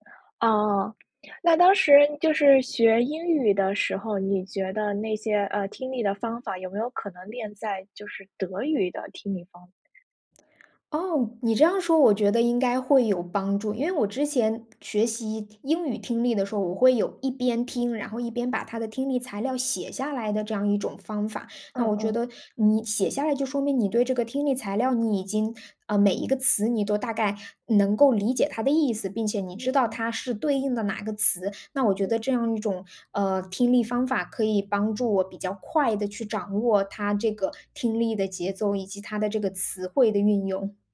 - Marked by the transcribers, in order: none
- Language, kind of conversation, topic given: Chinese, advice, 语言障碍让我不敢开口交流